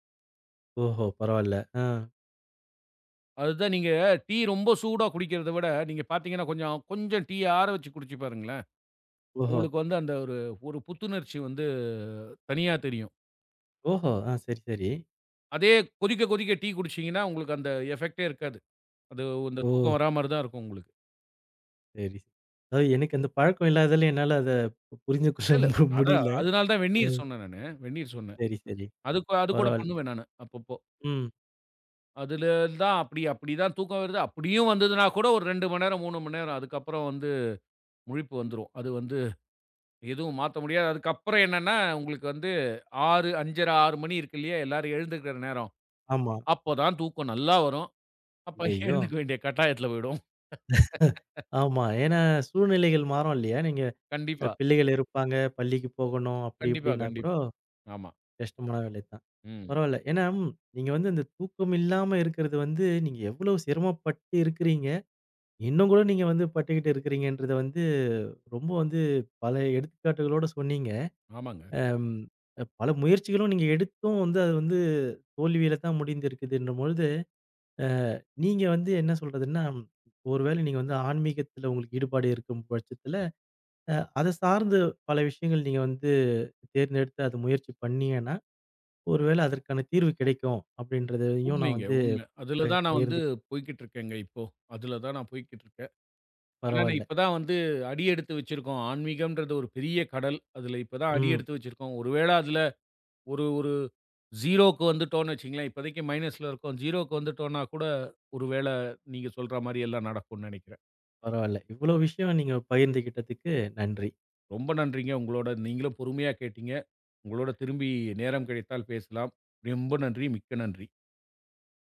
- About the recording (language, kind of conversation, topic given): Tamil, podcast, இரவில் தூக்கம் வராமல் இருந்தால் நீங்கள் என்ன செய்கிறீர்கள்?
- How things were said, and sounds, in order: tapping; in English: "எஃபக்ட்டே"; laughing while speaking: "புரிந்துகொள்ள முடியல"; background speech; laughing while speaking: "அப்ப எழுந்திருக்க வேண்டிய கட்டாயத்துல போயிடும்"; chuckle; in English: "மைனஸ்ல"